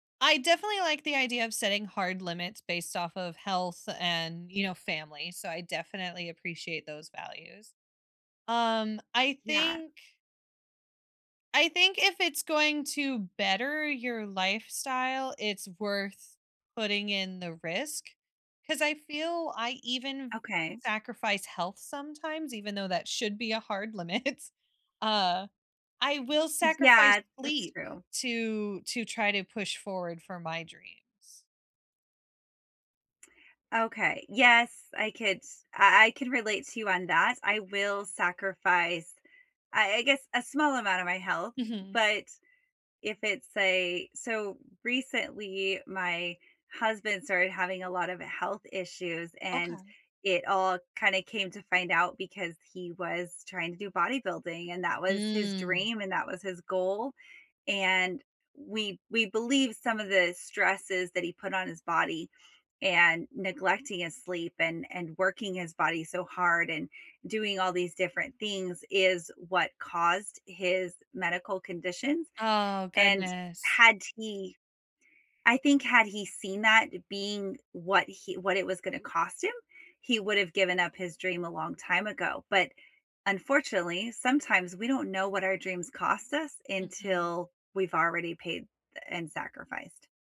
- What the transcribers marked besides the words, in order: laughing while speaking: "limit"; tapping
- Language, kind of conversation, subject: English, unstructured, What dreams do you think are worth chasing no matter the cost?